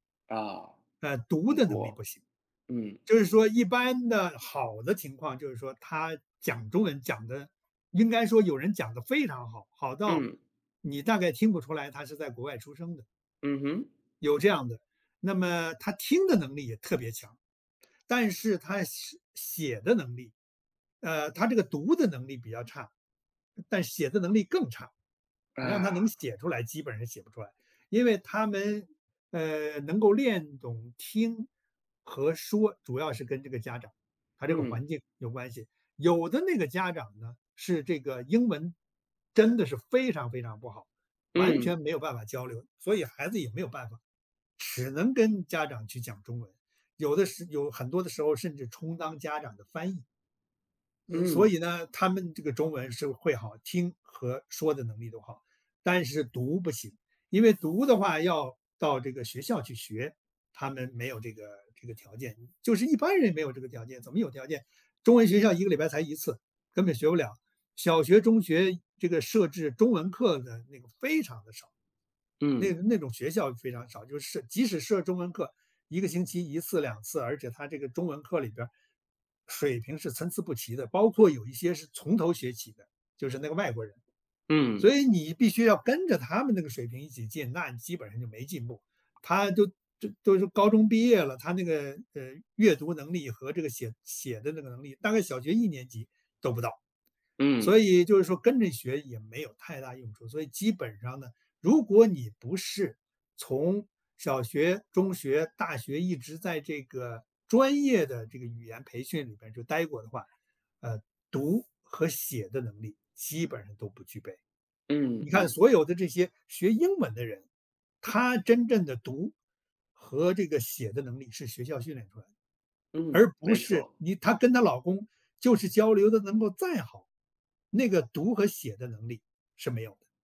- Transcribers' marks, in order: other background noise
- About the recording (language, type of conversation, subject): Chinese, podcast, 你是怎么教孩子说家乡话或讲家族故事的？